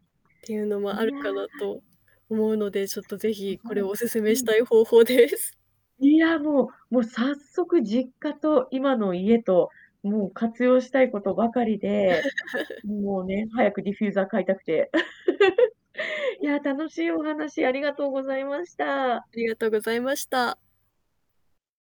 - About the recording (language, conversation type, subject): Japanese, podcast, 玄関を居心地よく整えるために、押さえておきたいポイントは何ですか？
- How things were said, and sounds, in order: other background noise; distorted speech; laughing while speaking: "方法です"; laugh; in English: "ディフューザー"; chuckle